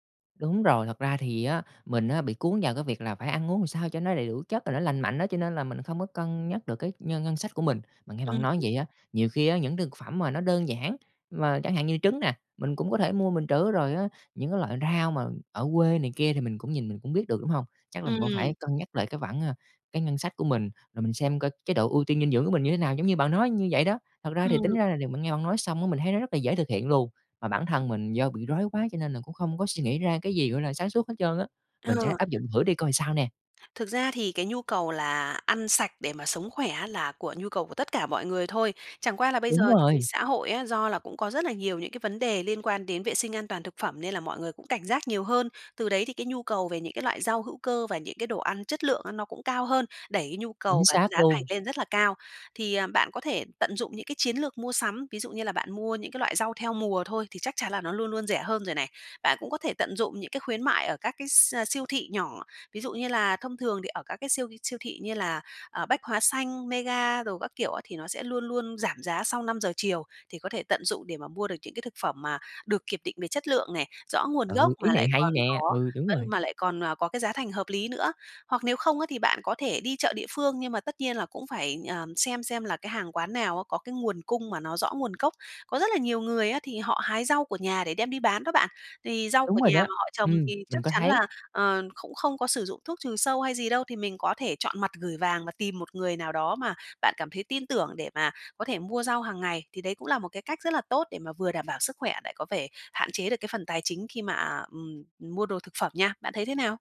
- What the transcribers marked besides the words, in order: "khoản" said as "vãng"; tapping; other background noise; "cũng" said as "khũng"; "thể" said as "vể"
- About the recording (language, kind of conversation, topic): Vietnamese, advice, Làm sao để mua thực phẩm lành mạnh khi bạn đang gặp hạn chế tài chính?